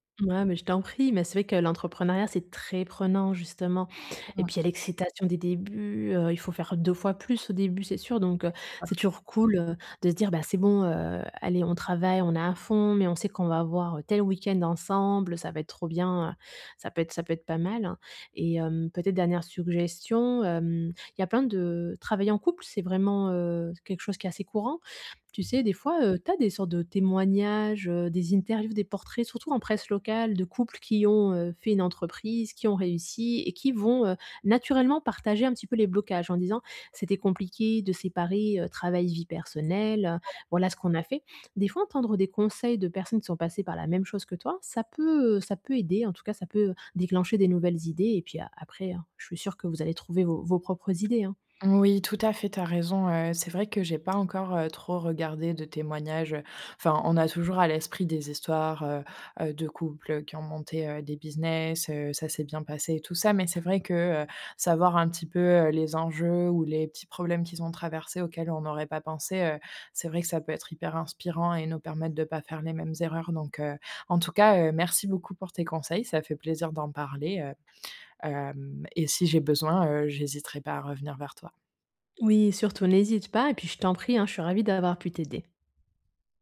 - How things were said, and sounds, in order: stressed: "très"; tapping; other background noise
- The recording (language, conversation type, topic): French, advice, Comment puis-je mieux séparer mon travail de ma vie personnelle pour me sentir moins stressé ?